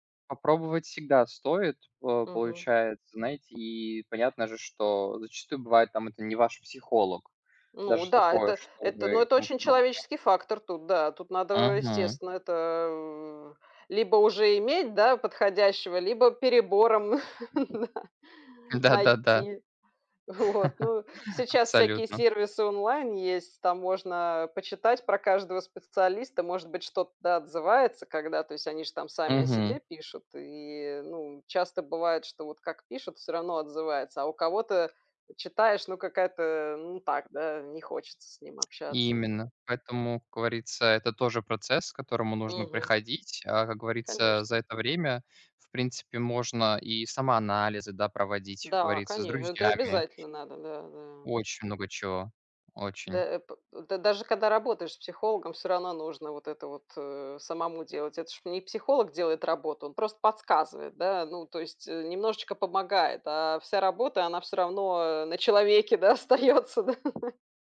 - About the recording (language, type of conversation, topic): Russian, unstructured, Как ты понимаешь слово «счастье»?
- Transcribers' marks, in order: laugh; laughing while speaking: "на"; chuckle; tapping; laughing while speaking: "остается, да"; laugh